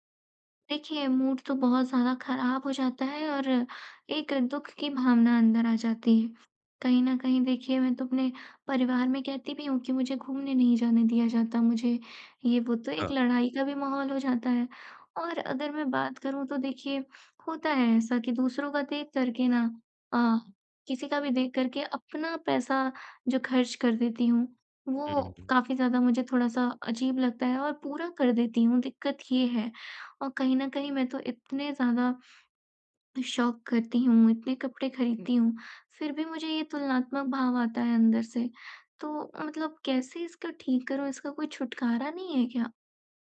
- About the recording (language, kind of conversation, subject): Hindi, advice, मैं अक्सर दूसरों की तुलना में अपने आत्ममूल्य को कम क्यों समझता/समझती हूँ?
- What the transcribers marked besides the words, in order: in English: "मूड"; tapping; in English: "शॉप"